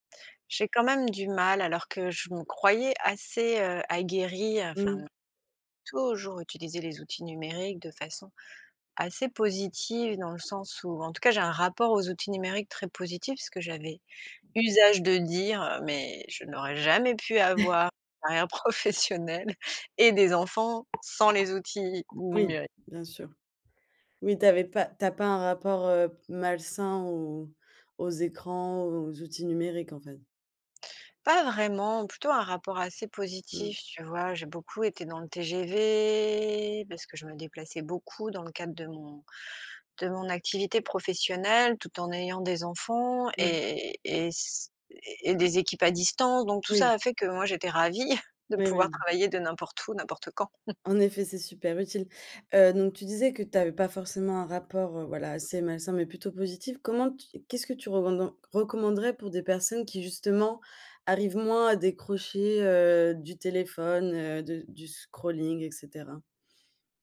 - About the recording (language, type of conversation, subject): French, podcast, Quelles habitudes numériques t’aident à déconnecter ?
- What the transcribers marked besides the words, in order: other background noise; stressed: "usage"; stressed: "jamais"; chuckle; laughing while speaking: "professionnelle"; drawn out: "TGV"; chuckle; chuckle